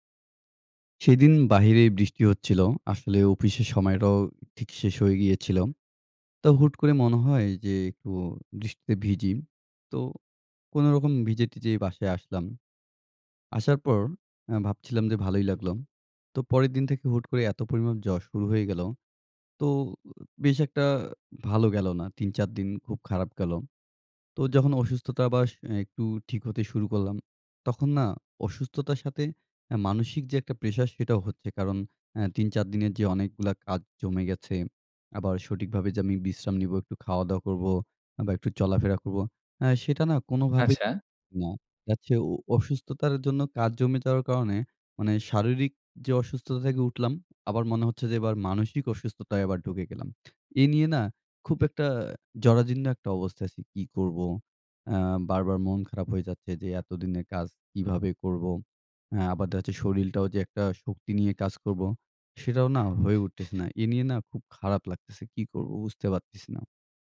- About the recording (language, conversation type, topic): Bengali, advice, অসুস্থতার পর শরীর ঠিকমতো বিশ্রাম নিয়ে সেরে উঠছে না কেন?
- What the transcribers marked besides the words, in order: tapping